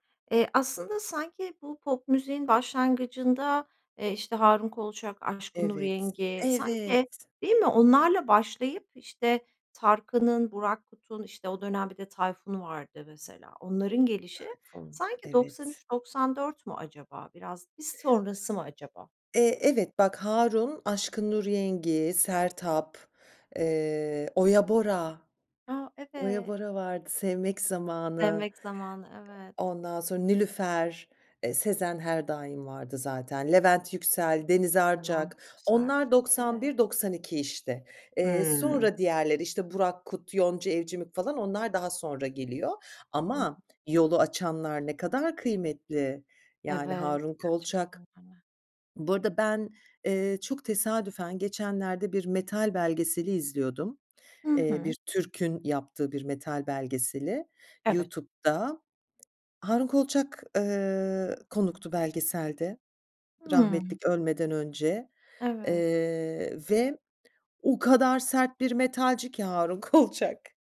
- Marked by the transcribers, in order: other background noise; stressed: "o kadar"; laughing while speaking: "Kolçak"
- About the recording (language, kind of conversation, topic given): Turkish, podcast, Hangi şarkılar seni en çok duygulandırır?